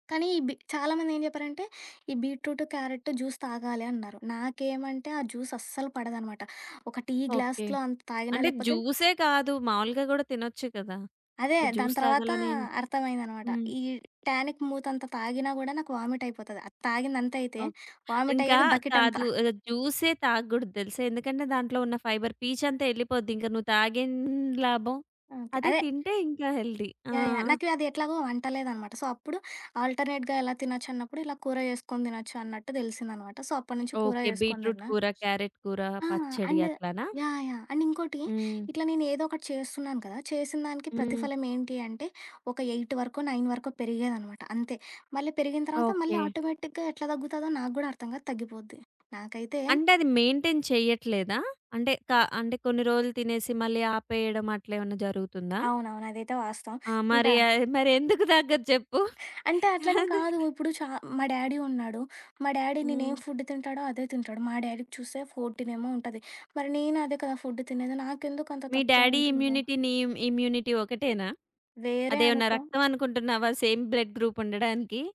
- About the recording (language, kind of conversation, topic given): Telugu, podcast, ఆరోగ్యవంతమైన ఆహారాన్ని తక్కువ సమయంలో తయారుచేయడానికి మీ చిట్కాలు ఏమిటి?
- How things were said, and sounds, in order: in English: "జ్యూస్"; in English: "జ్యూస్"; in English: "టీ గ్లాస్‌లో"; in English: "జ్యూసే"; other background noise; in English: "జ్యూస్"; in English: "టానిక్"; in English: "వామిట్"; in English: "జూసే"; in English: "ఫైబర్ పీచ్"; in English: "హెల్దీ"; in English: "సో"; in English: "ఆల్టర్నేట్‌గా"; in English: "సో"; in English: "అండ్"; in English: "అండ్"; in English: "ఎయిట్"; in English: "నైన్"; in English: "ఆటోమేటిక్‌గా"; in English: "మెయింటైన్"; giggle; in English: "డాడీ"; in English: "డాడీ"; in English: "ఫుడ్"; in English: "డాడీకి"; in English: "ఫోర్టీన్"; in English: "డ్యాడీ ఇమ్యూనిటీ"; in English: "ఫుడ్"; in English: "ఇమ్యూనిటీ"; in English: "సేమ్ బ్లడ్ గ్రూప్"